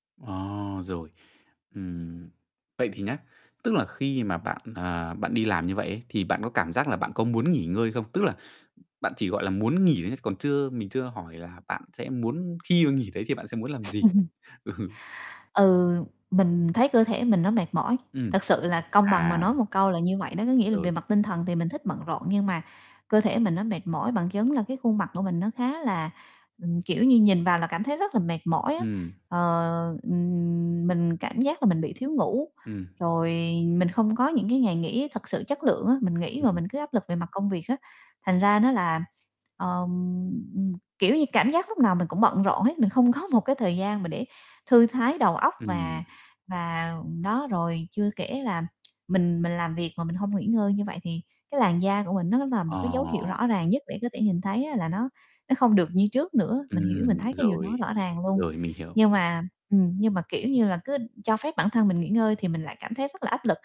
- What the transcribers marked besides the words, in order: tapping; laugh; distorted speech; laughing while speaking: "Ừ"; mechanical hum; other background noise; other noise; laughing while speaking: "có"
- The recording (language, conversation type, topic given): Vietnamese, advice, Làm sao để tận hưởng thời gian rảnh mà không cảm thấy áp lực?
- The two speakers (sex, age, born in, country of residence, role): female, 35-39, Vietnam, Vietnam, user; male, 25-29, Vietnam, Vietnam, advisor